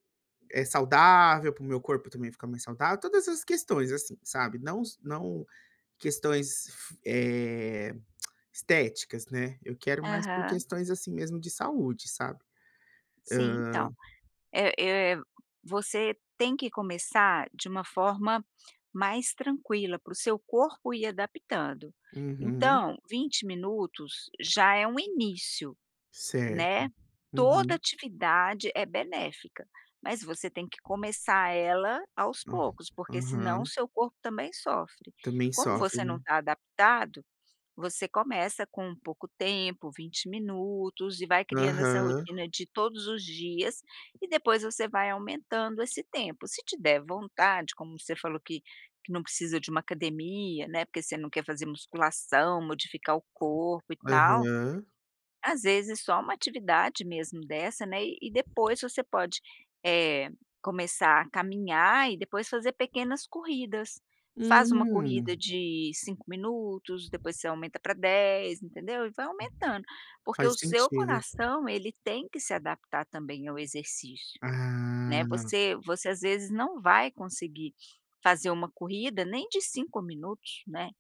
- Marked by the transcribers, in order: tongue click; other background noise; tapping; drawn out: "Ah"
- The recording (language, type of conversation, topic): Portuguese, advice, Como posso lidar com a falta de motivação para manter hábitos de exercício e alimentação?